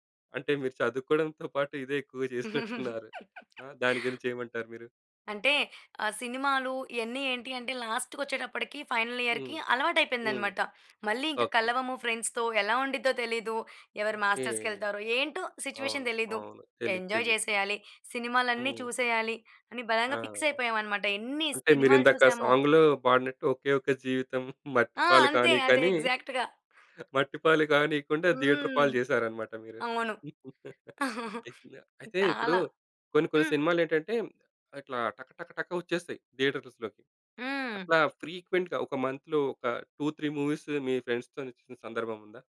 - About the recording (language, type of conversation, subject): Telugu, podcast, సినిమాను థియేటర్లో చూడటం ఇష్టమా, లేక ఇంట్లో చూడటం ఇష్టమా?
- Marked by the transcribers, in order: chuckle; giggle; in English: "లాస్ట్‌కొచ్చేటప్పటికి ఫైనల్ ఇయర్‌కి"; in English: "ఫ్రెండ్స్ తో"; in English: "మాస్టర్స్‌కెళ్తారో"; in English: "సిచ్యువేషన్"; in English: "ఎంజాయ్"; in English: "ఫిక్స్"; in English: "సాంగ్‌లో"; chuckle; giggle; in English: "ఎగ్జాక్ట్‌గా"; in English: "థియేటర్"; giggle; chuckle; in English: "థియేటర్స్‌లోకి"; in English: "ఫ్రీక్వెంట్‌గా"; in English: "మంత్‌లో"; in English: "టూ త్రీ మూవీస్"; in English: "ఫ్రెండ్స్‌తో"